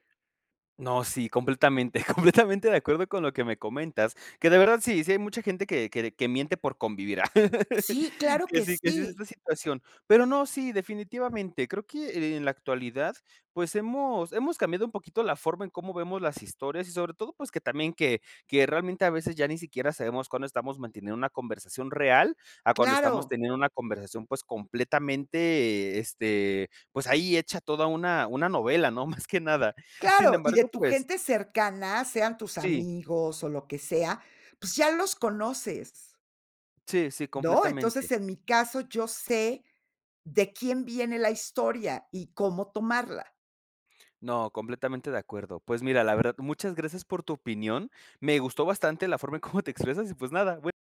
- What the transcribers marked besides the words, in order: laugh; laugh; laughing while speaking: "más"; laughing while speaking: "cómo te"
- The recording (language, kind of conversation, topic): Spanish, podcast, ¿Por qué crees que ciertas historias conectan con la gente?